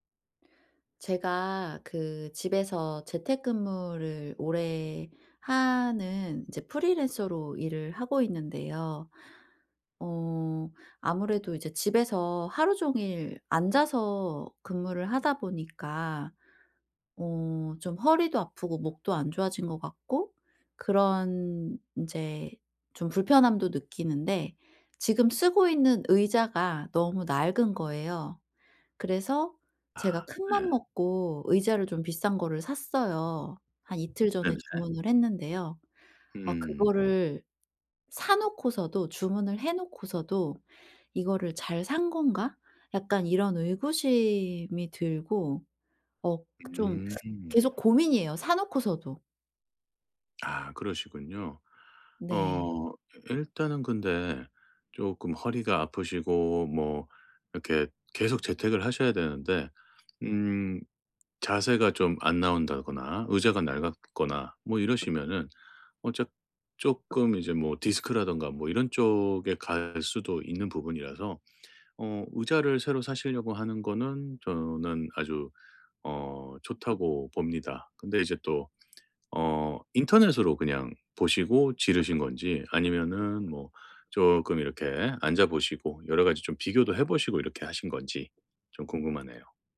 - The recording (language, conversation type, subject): Korean, advice, 쇼핑할 때 결정을 못 내리겠을 때 어떻게 하면 좋을까요?
- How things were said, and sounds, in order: tapping; other background noise; teeth sucking